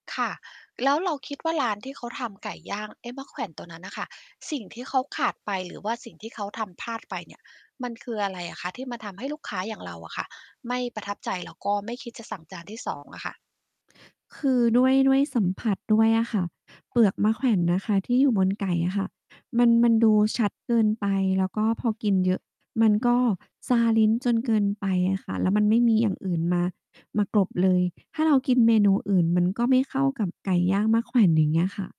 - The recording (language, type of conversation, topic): Thai, podcast, คุณช่วยเล่าให้ฟังหน่อยได้ไหมว่าครั้งแรกที่คุณได้ลองชิมรสชาติแปลกใหม่เป็นอย่างไร?
- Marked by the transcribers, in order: other background noise